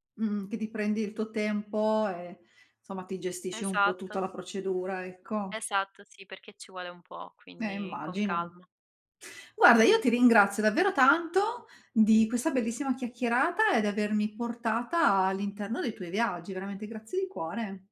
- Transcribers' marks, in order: drawn out: "tempo"
- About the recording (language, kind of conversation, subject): Italian, podcast, Come scopri nuovi sapori quando viaggi?